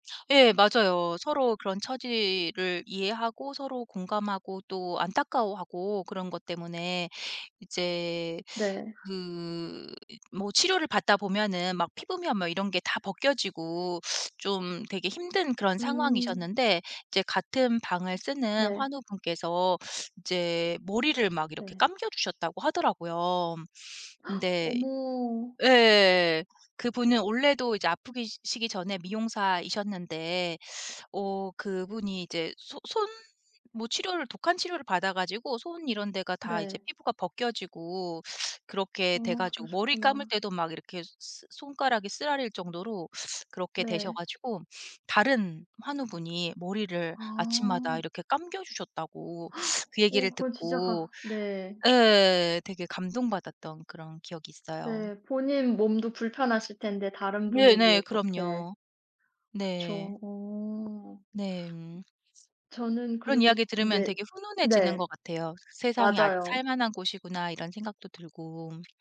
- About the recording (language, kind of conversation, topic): Korean, unstructured, 도움이 필요한 사람을 보면 어떻게 행동하시나요?
- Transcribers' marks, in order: gasp; tapping; other background noise; gasp